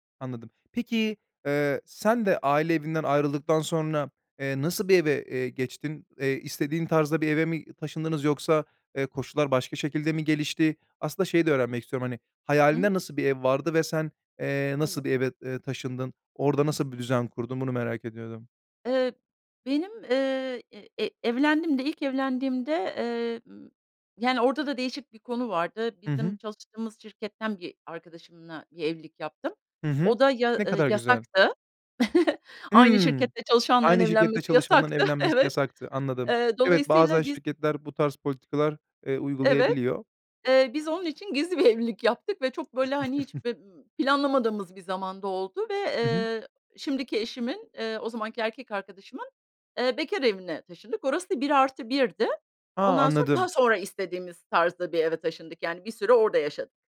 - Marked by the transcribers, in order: chuckle; laughing while speaking: "yasaktı, evet"; laughing while speaking: "evlilik yaptık"; other background noise; chuckle
- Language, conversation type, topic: Turkish, podcast, Sıkışık bir evde düzeni nasıl sağlayabilirsin?